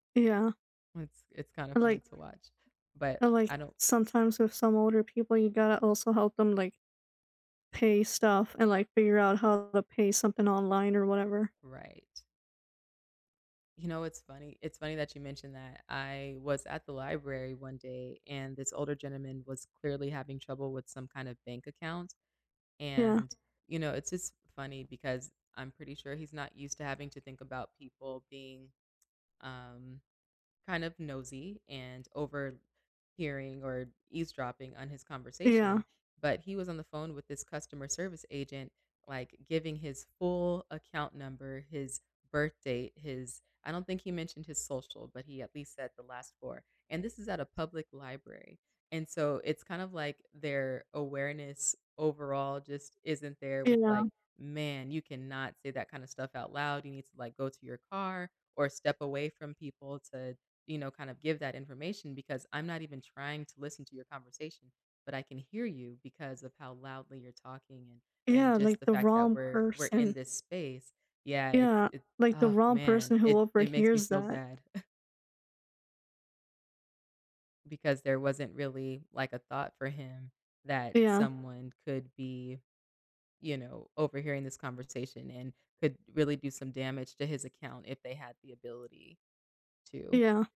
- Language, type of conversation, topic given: English, unstructured, How do your communication habits shape your relationships with family and friends?
- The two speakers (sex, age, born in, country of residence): female, 25-29, United States, United States; female, 35-39, United States, United States
- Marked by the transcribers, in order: background speech; chuckle; other background noise